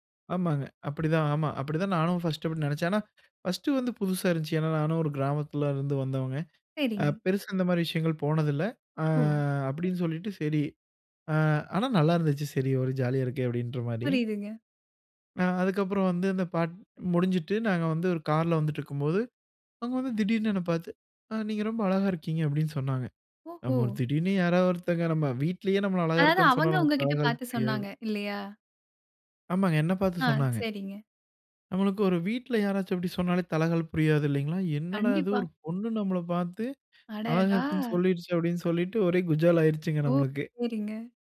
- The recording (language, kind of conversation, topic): Tamil, podcast, பிரியமானவரை தேர்ந்தெடுக்கும் போது உள்ளுணர்வு எப்படி உதவுகிறது?
- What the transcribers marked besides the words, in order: joyful: "ஒரே குஜால் ஆயிருச்சுங்க நம்மளுக்கு"